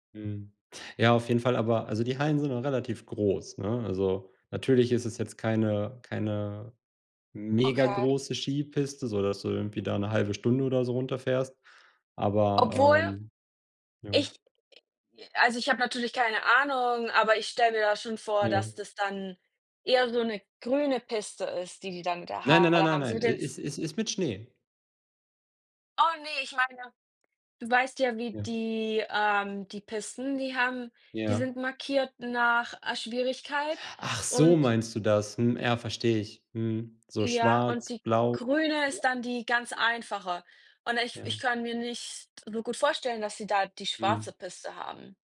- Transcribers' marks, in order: other background noise; other noise; unintelligible speech
- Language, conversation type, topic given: German, unstructured, Was machst du in deiner Freizeit gern?